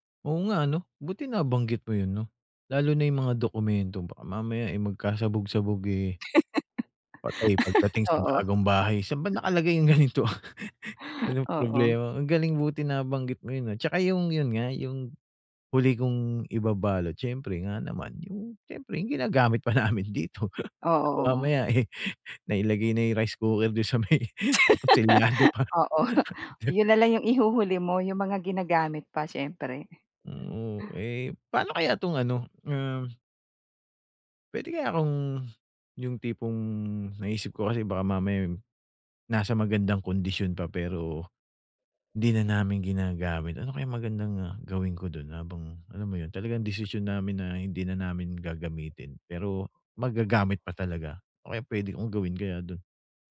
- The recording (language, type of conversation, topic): Filipino, advice, Paano ko maayos na maaayos at maiimpake ang mga gamit ko para sa paglipat?
- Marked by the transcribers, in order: laugh; laughing while speaking: "yung ganito?"; laugh; laughing while speaking: "ginagamit pa namin dito. Mamaya … tapos selyado pa"; laugh; laugh; drawn out: "tipong"; tapping